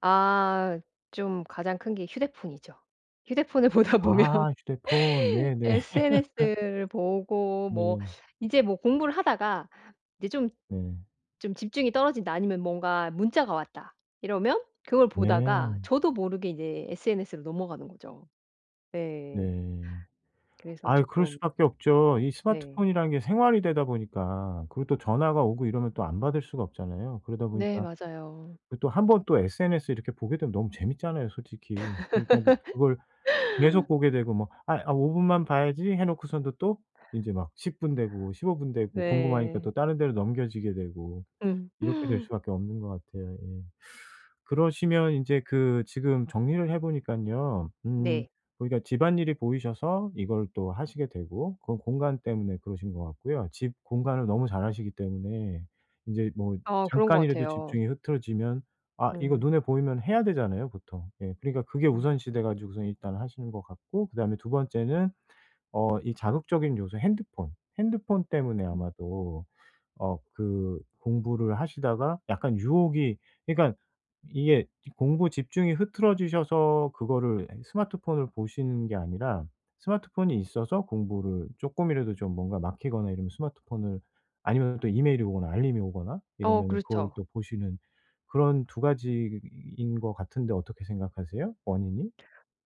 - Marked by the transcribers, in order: laughing while speaking: "보다 보면"; teeth sucking; laugh; tapping; laugh; gasp; teeth sucking; other background noise
- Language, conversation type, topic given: Korean, advice, 미루기와 산만함을 줄이고 집중력을 유지하려면 어떻게 해야 하나요?